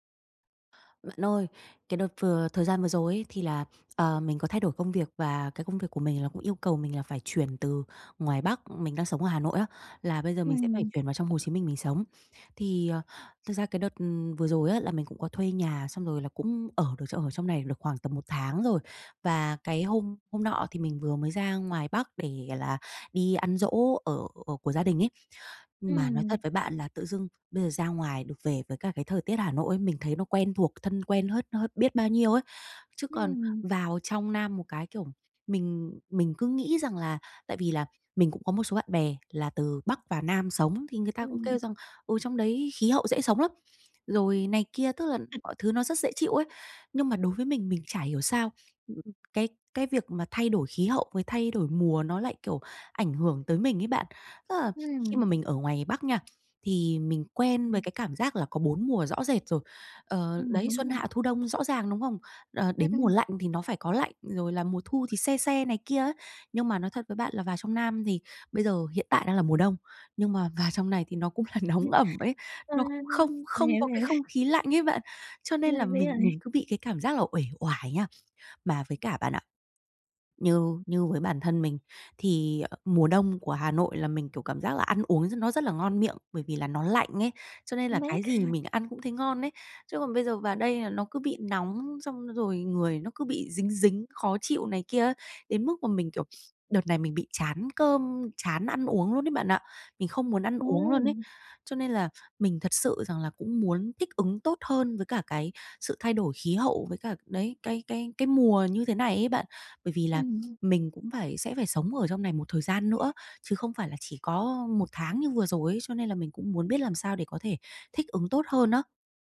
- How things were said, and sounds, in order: tapping; other noise; other background noise; laughing while speaking: "là nóng ẩm"; laugh
- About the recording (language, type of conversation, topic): Vietnamese, advice, Làm sao để thích nghi khi thời tiết thay đổi mạnh?